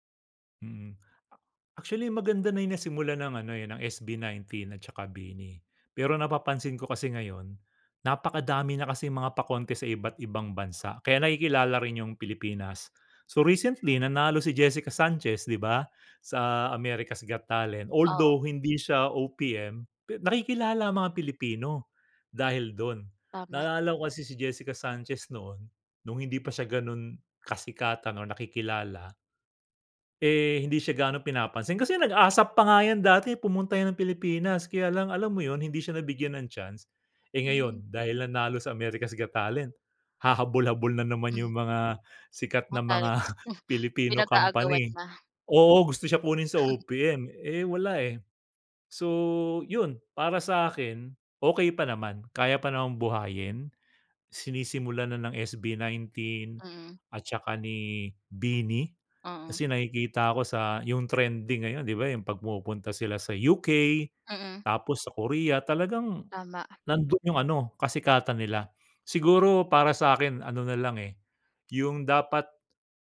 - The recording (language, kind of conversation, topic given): Filipino, podcast, Ano ang tingin mo sa kasalukuyang kalagayan ng OPM, at paano pa natin ito mapapasigla?
- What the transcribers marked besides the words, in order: tapping; chuckle; other background noise; chuckle